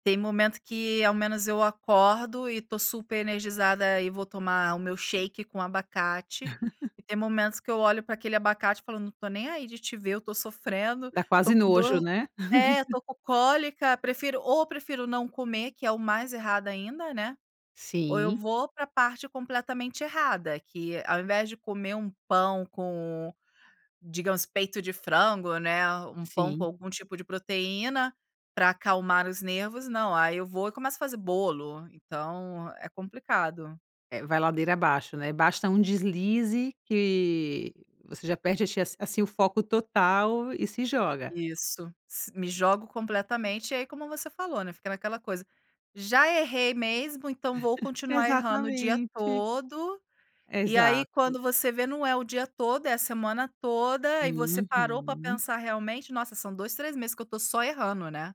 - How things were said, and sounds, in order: in English: "shake"; laugh; laugh; unintelligible speech; chuckle
- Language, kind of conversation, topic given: Portuguese, advice, Como o perfeccionismo está atrasando o progresso das suas metas?